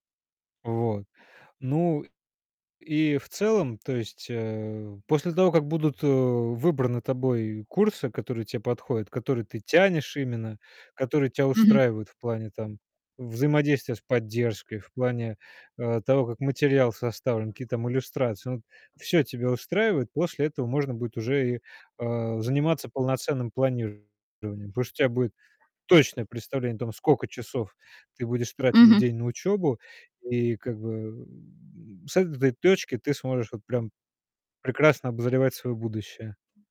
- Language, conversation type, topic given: Russian, advice, Как вы планируете вернуться к учёбе или сменить профессию в зрелом возрасте?
- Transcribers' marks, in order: other background noise; tapping; distorted speech; grunt